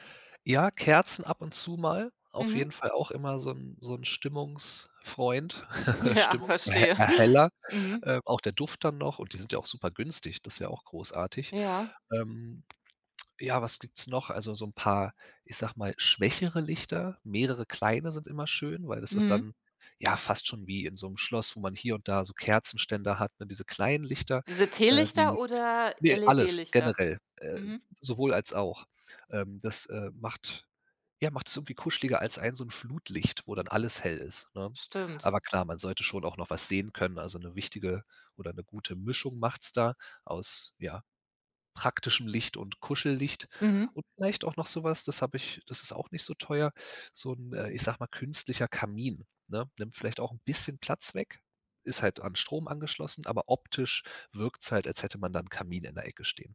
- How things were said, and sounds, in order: laugh; laughing while speaking: "Ja, verstehe"; other background noise
- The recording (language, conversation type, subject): German, podcast, Wie gestaltest du einen gemütlichen Abend zu Hause?